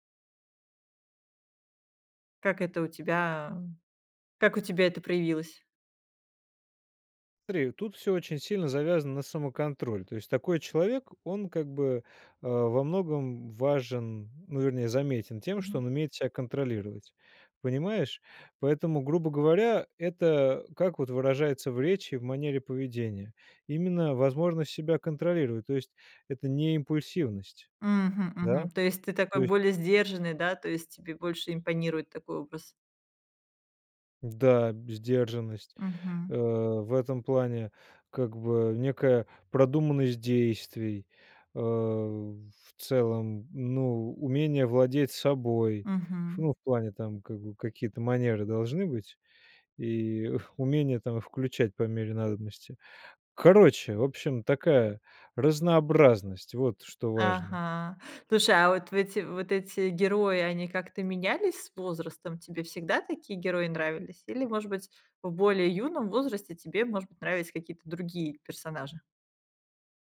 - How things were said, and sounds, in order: tapping; stressed: "разнообразность"
- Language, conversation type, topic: Russian, podcast, Как книги и фильмы влияют на твой образ?